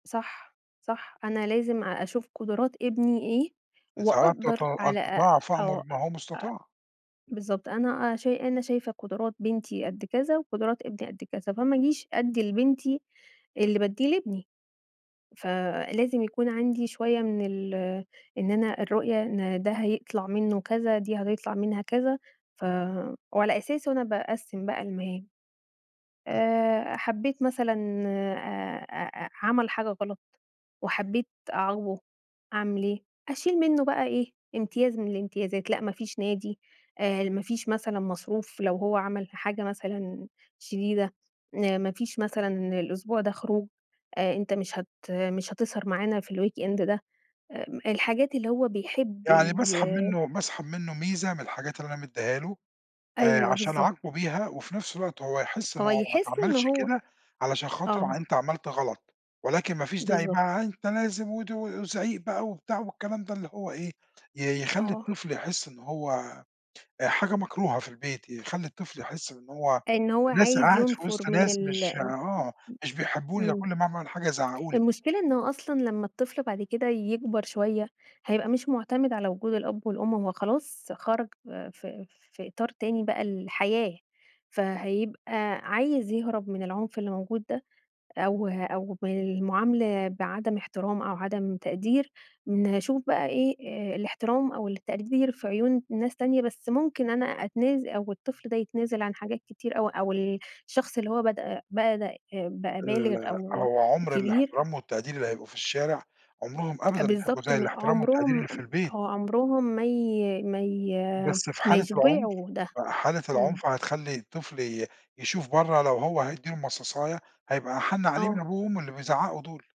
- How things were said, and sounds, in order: in English: "الweekend"; tapping; unintelligible speech
- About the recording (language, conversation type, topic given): Arabic, podcast, شو رأيك في تربية الولاد من غير عنف؟